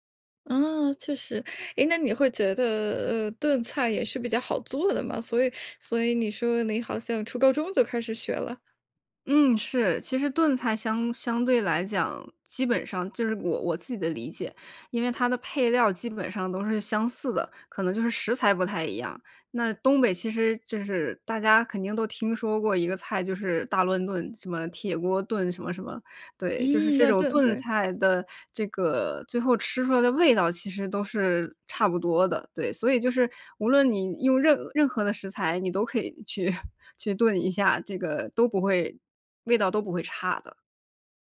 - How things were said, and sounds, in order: chuckle; other background noise
- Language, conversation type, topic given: Chinese, podcast, 你能讲讲你最拿手的菜是什么，以及你是怎么做的吗？